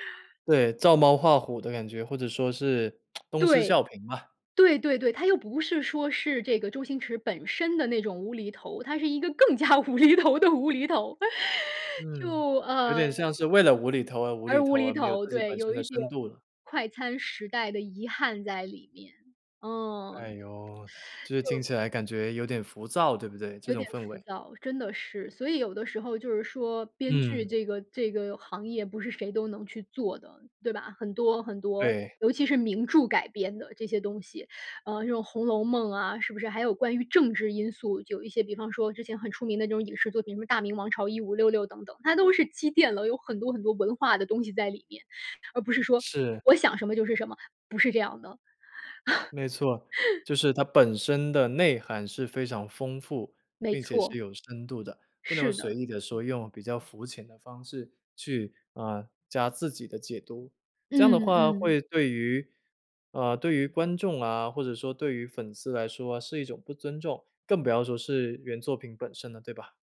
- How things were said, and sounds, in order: other background noise; tsk; laughing while speaking: "更加无厘头的无厘头"; laugh
- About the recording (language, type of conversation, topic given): Chinese, podcast, 为什么老故事总会被一再翻拍和改编？